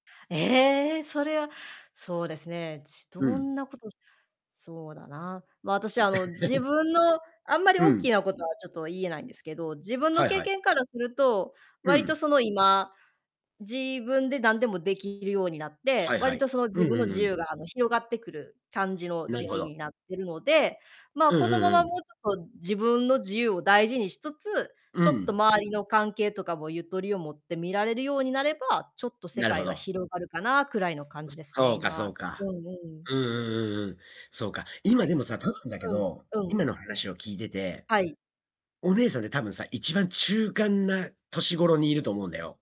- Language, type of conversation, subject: Japanese, unstructured, お金と幸せ、どちらがより大切だと思いますか？
- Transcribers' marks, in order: laugh; distorted speech